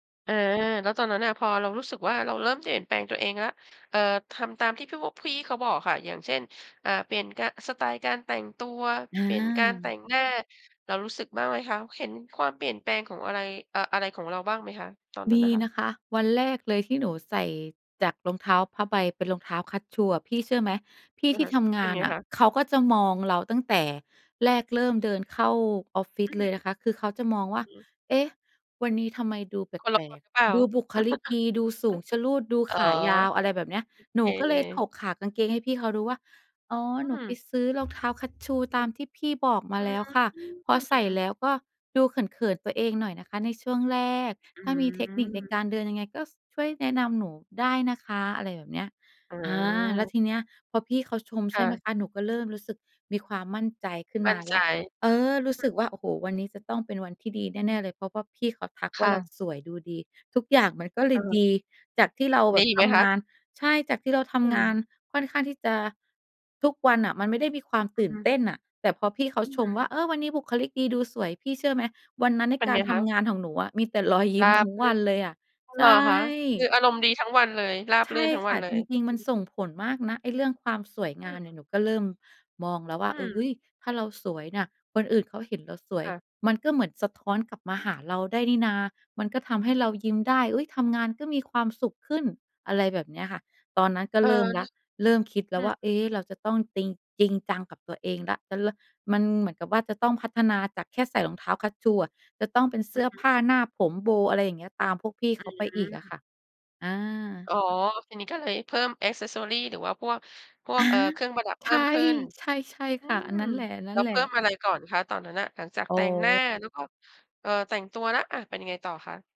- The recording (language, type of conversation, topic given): Thai, podcast, ตอนนี้สไตล์ของคุณเปลี่ยนไปยังไงบ้าง?
- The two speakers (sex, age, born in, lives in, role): female, 35-39, Thailand, Thailand, guest; female, 50-54, Thailand, Thailand, host
- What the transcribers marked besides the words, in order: tapping; chuckle; other background noise; in English: "แอกเซสซอรี"